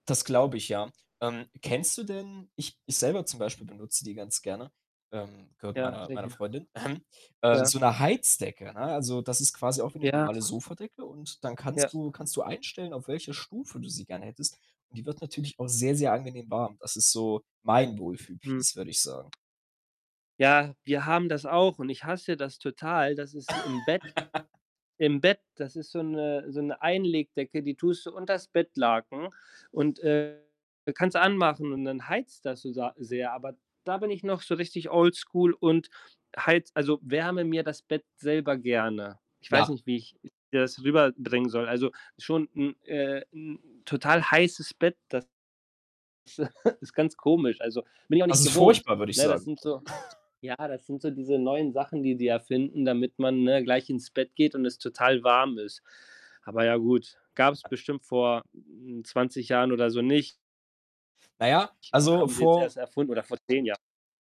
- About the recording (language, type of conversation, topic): German, podcast, Was ziehst du an, um dich zu trösten?
- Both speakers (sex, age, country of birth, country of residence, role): male, 20-24, Germany, Germany, host; male, 35-39, Germany, Italy, guest
- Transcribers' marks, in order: static; distorted speech; laughing while speaking: "ähm"; other background noise; in English: "Piece"; tapping; laugh; chuckle; chuckle